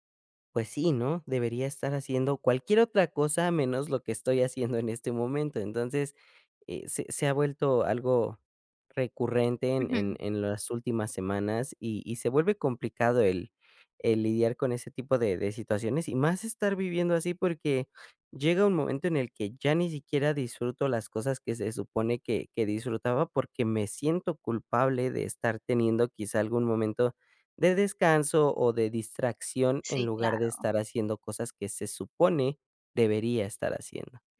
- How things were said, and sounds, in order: laughing while speaking: "haciendo"
- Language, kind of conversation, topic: Spanish, advice, ¿Cómo puedo manejar pensamientos negativos recurrentes y una autocrítica intensa?